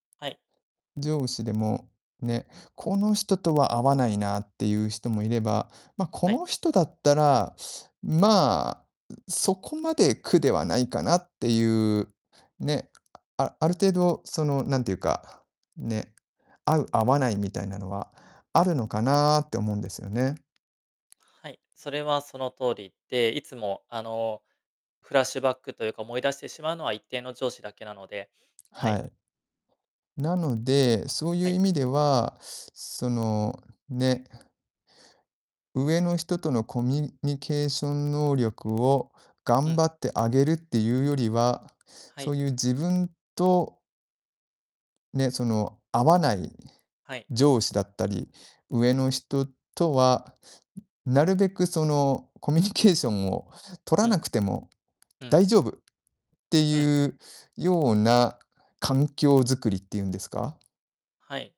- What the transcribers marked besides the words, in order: distorted speech; laughing while speaking: "コミュニケーションを"
- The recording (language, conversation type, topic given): Japanese, advice, 自分の内なる否定的な声（自己批判）が強くてつらいとき、どう向き合えばよいですか？